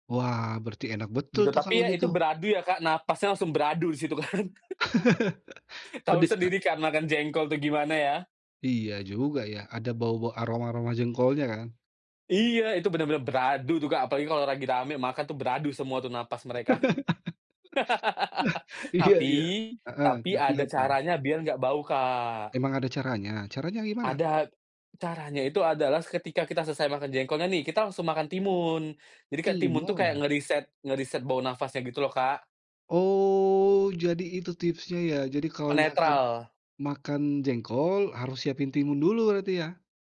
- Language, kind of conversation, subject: Indonesian, podcast, Aroma masakan apa yang langsung membuat kamu teringat rumah?
- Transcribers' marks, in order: chuckle; laughing while speaking: "di situ kan"; chuckle; tapping; other background noise; chuckle; laughing while speaking: "Iya iya"; laugh; drawn out: "Oh"